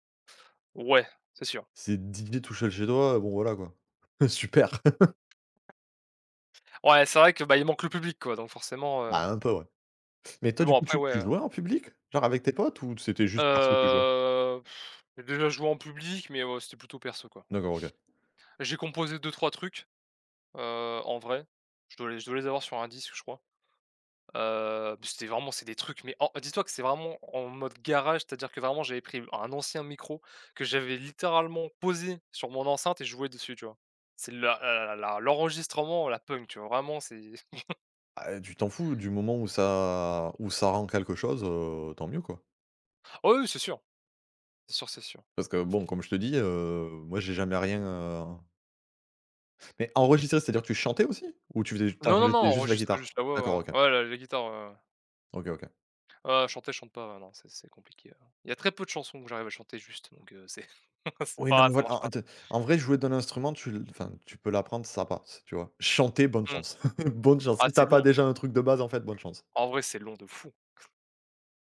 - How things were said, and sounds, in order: "seul" said as "cheul"; laugh; blowing; tapping; chuckle; laughing while speaking: "c'est c'est pas ça marche pas"; stressed: "Chanter"; chuckle; stressed: "fou"
- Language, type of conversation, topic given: French, unstructured, Comment la musique influence-t-elle ton humeur au quotidien ?